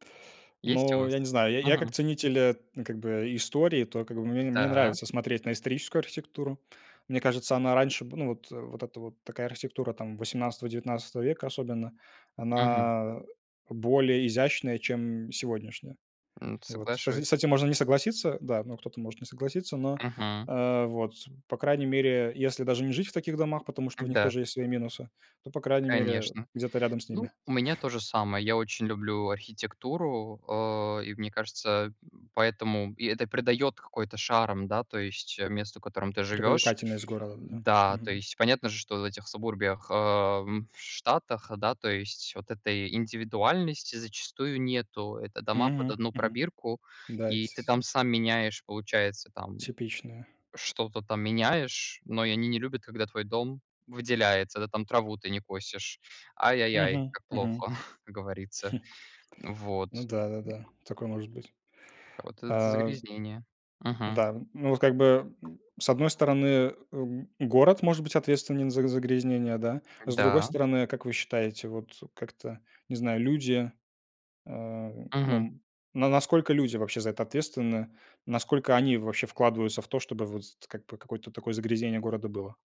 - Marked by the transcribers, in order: tapping; unintelligible speech; chuckle; other noise
- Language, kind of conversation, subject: Russian, unstructured, Что вызывает у вас отвращение в загрязнённом городе?
- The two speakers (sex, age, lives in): male, 20-24, Germany; male, 20-24, Poland